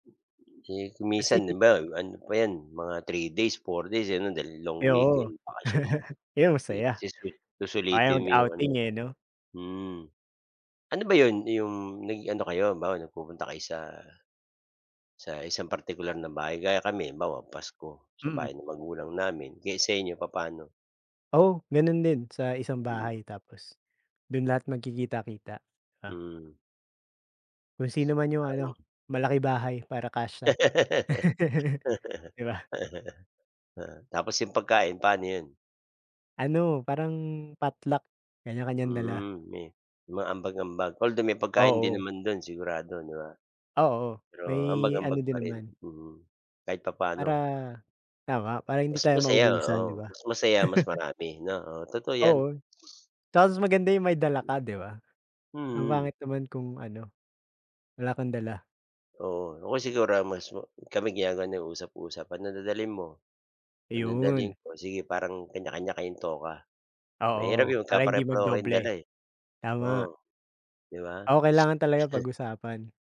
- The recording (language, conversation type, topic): Filipino, unstructured, Paano mo ilalarawan ang kahalagahan ng tradisyon sa ating buhay?
- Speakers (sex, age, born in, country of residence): male, 25-29, Philippines, United States; male, 50-54, Philippines, Philippines
- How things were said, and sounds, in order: other background noise; chuckle; laugh; chuckle; in English: "potluck"; chuckle; sniff; chuckle